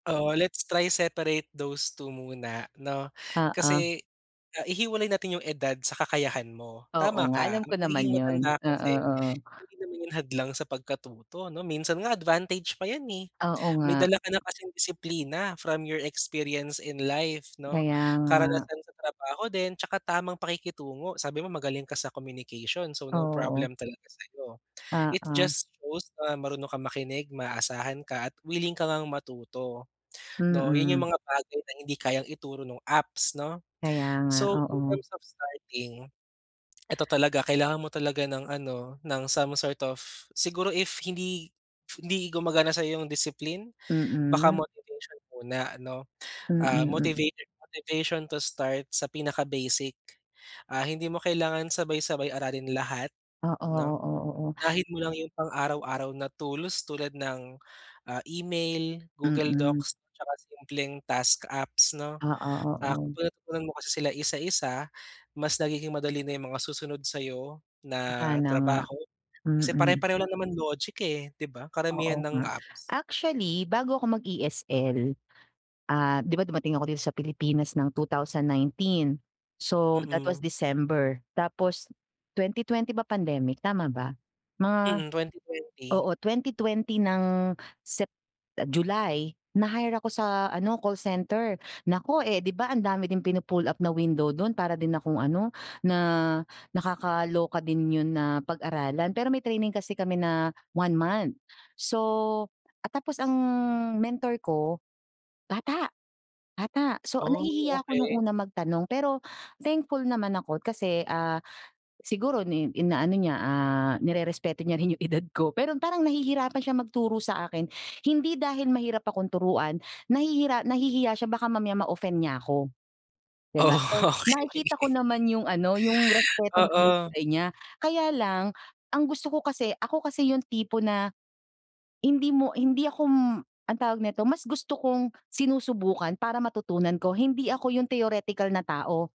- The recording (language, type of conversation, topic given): Filipino, advice, Paano ko haharapin ang takot na subukan ang bagong gawain?
- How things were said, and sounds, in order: in English: "let's try separate those two"; other background noise; bird; in English: "from your experience in life"; in English: "It just shows"; in English: "So, in terms of starting"; in English: "some sort of"; in English: "motivated motivation to start"; in English: "task apps"; tapping; in English: "So, that was December"; laughing while speaking: "yung edad ko"; laughing while speaking: "Oo, okey"; in English: "theoretical"